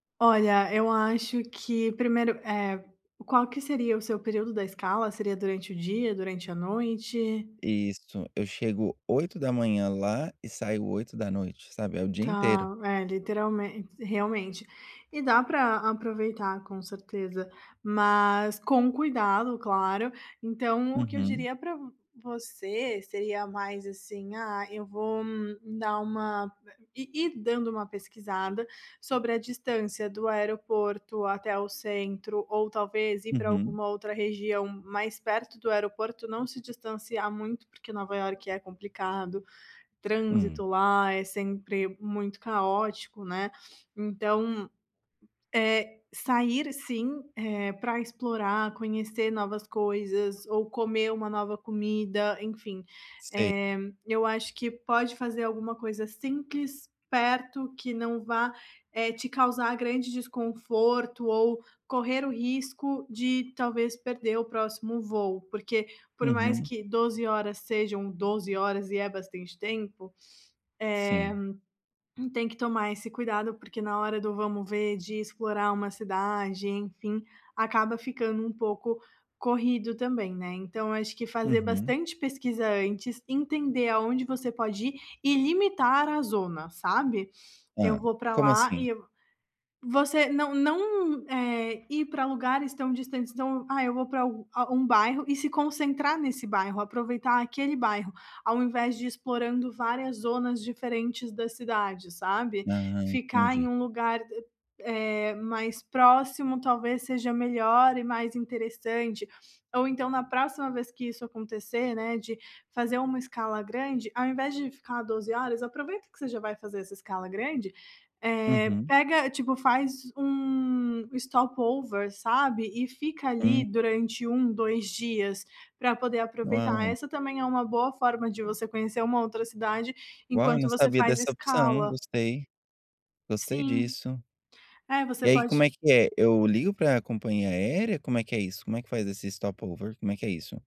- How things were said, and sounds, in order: other background noise; throat clearing; tapping; in English: "stop-over"; in English: "stop-over"
- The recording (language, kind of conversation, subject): Portuguese, advice, Como posso explorar lugares novos quando tenho pouco tempo livre?